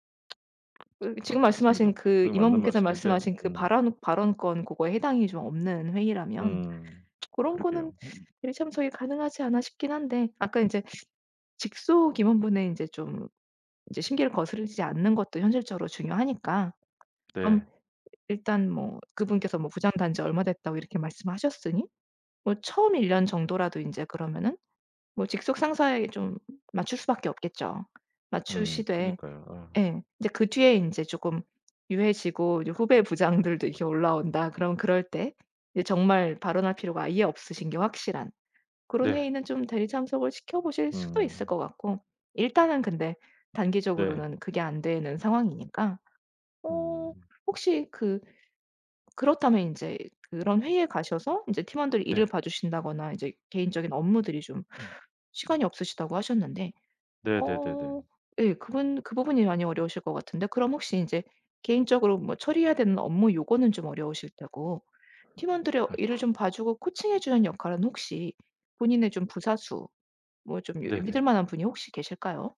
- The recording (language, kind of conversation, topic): Korean, advice, 야근과 불규칙한 일정 때문에 수면이 불규칙해졌을 때 어떻게 관리하면 좋을까요?
- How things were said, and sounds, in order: tsk; other background noise; tsk; tapping